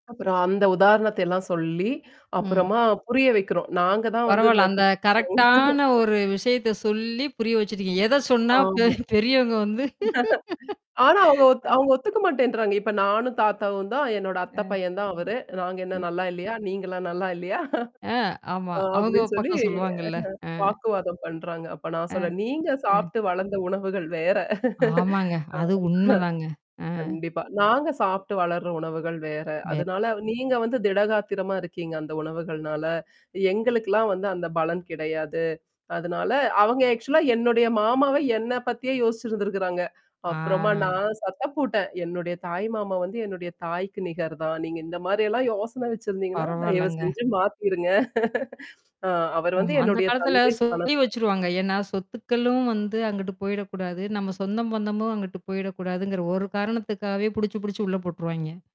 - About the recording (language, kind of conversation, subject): Tamil, podcast, காலத்துக்கு ஏற்ப குடும்ப மரபுகள் மாறியிருக்கிறதா?
- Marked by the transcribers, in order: static; in English: "கரெக்ட்டான"; distorted speech; unintelligible speech; mechanical hum; laugh; laugh; laugh; laugh; laugh; "பலம்" said as "பலன்"; in English: "ஆக்சுவலா"; drawn out: "ஆ"; other background noise; laugh